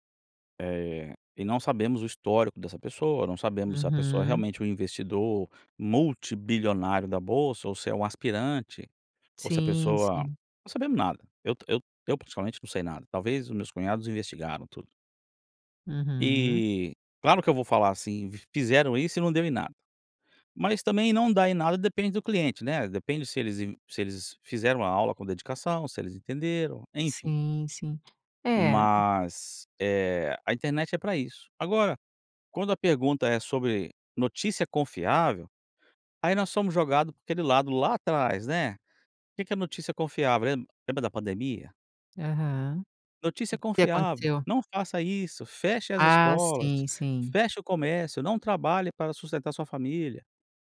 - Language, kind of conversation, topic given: Portuguese, podcast, O que faz um conteúdo ser confiável hoje?
- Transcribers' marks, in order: other background noise